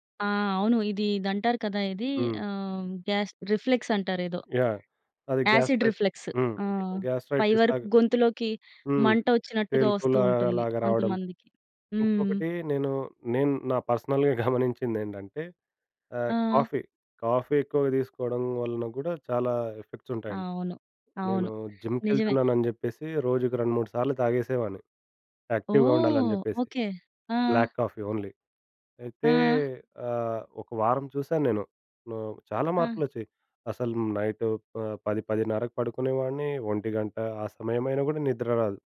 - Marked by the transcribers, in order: in English: "గ్యాస్ రిఫ్లెక్స్"; in English: "గ్యాస్ట్రైటిస్"; other background noise; in English: "యాసిడ్ రిఫ్లెక్స్"; in English: "గ్యాస్ట్రైటిస్"; in English: "పర్సనల్‌గా"; in English: "కాఫీ, కాఫీ"; in English: "ఎఫెక్ట్స్"; in English: "యాక్టివ్‌గా"; in English: "బ్లాక్ కాఫీ ఓన్లీ"
- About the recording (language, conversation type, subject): Telugu, podcast, రాత్రి నిద్రకు పని ఆలోచనలు వస్తే నువ్వు ఎలా రిలాక్స్ అవుతావు?
- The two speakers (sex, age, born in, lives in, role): female, 30-34, India, India, host; male, 25-29, India, India, guest